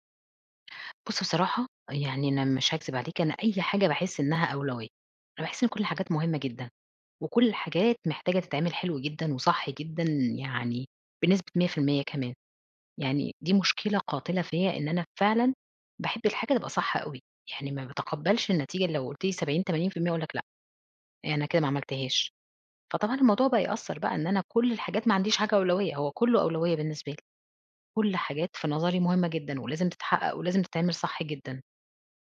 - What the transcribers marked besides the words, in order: tapping
- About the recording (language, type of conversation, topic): Arabic, advice, إزاي بتتعامل مع التسويف وتأجيل شغلك الإبداعي لحد آخر لحظة؟